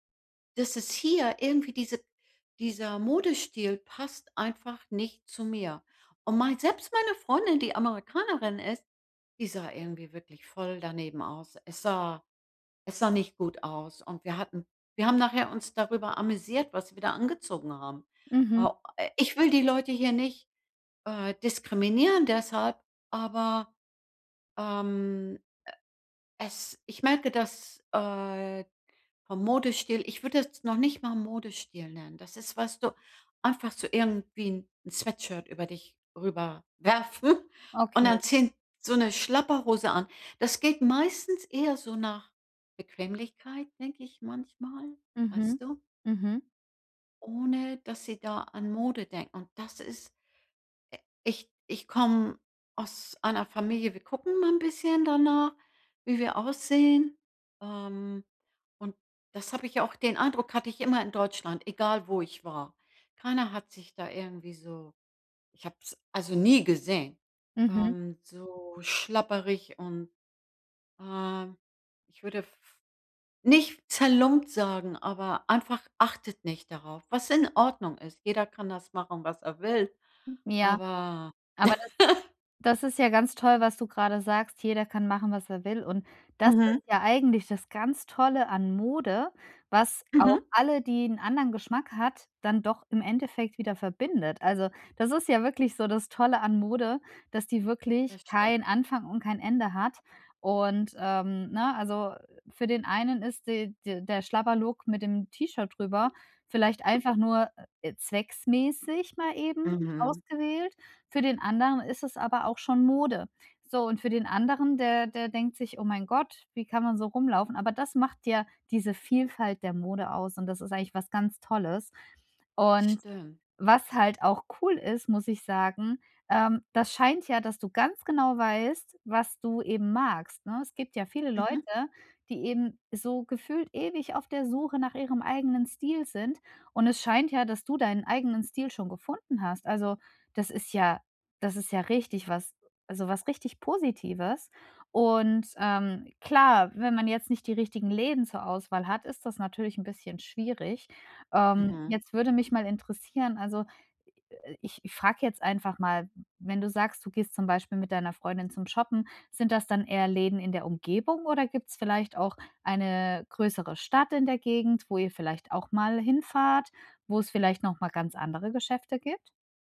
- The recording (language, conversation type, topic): German, advice, Wie finde ich meinen persönlichen Stil, ohne mich unsicher zu fühlen?
- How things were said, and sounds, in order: other noise; laugh; other background noise